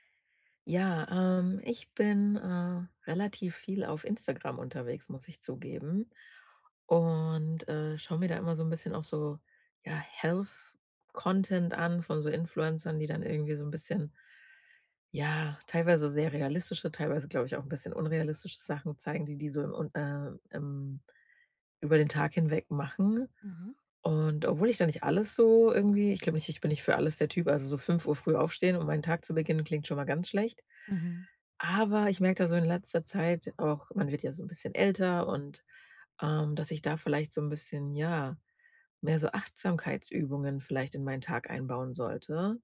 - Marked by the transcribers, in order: in English: "Health Content"
- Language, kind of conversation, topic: German, advice, Wie kann ich eine einfache tägliche Achtsamkeitsroutine aufbauen und wirklich beibehalten?